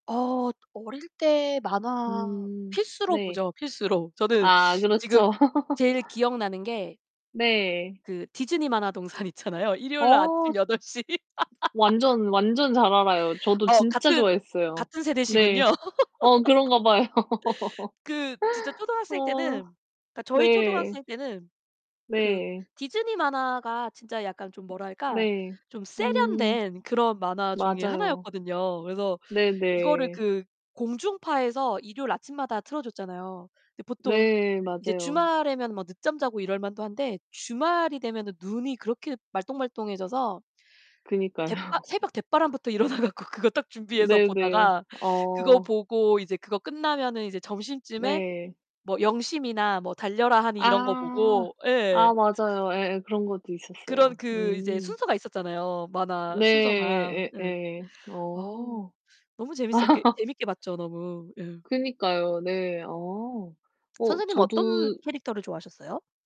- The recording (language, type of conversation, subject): Korean, unstructured, 어릴 때 가장 기억에 남았던 만화나 애니메이션은 무엇이었나요?
- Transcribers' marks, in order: other background noise; laugh; laughing while speaking: "있잖아요. 일요일날 아침 여덟 시"; laugh; laughing while speaking: "어 같은 같은 세대시군요"; laugh; laugh; laughing while speaking: "일어나 갖고"